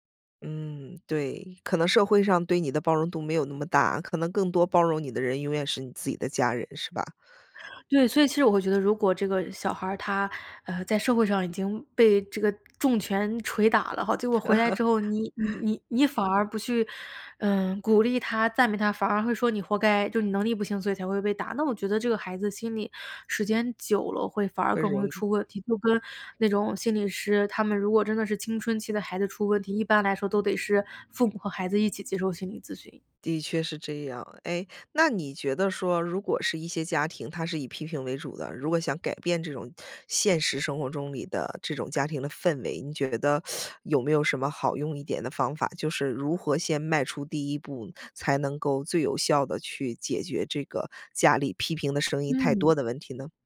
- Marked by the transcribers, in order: other background noise; chuckle; teeth sucking
- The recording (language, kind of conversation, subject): Chinese, podcast, 你家里平时是赞美多还是批评多？